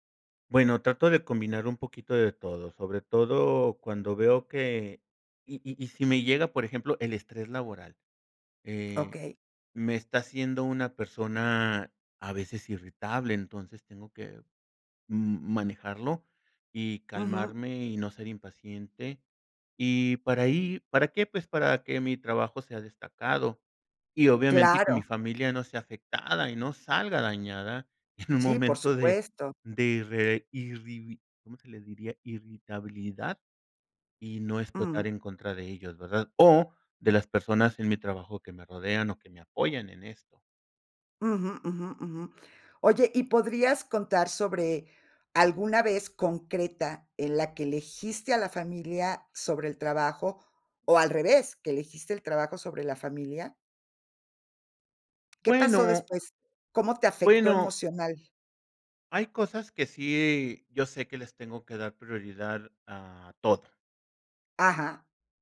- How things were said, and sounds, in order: other background noise; laughing while speaking: "en"
- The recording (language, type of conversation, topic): Spanish, podcast, ¿Qué te lleva a priorizar a tu familia sobre el trabajo, o al revés?